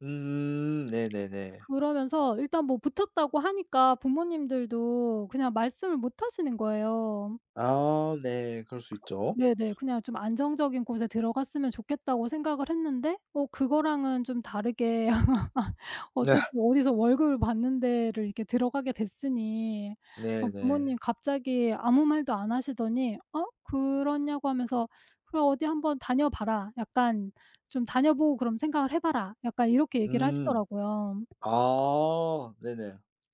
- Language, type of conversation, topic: Korean, podcast, 가족의 진로 기대에 대해 어떻게 느끼시나요?
- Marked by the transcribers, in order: other background noise; laugh; laughing while speaking: "네"; tapping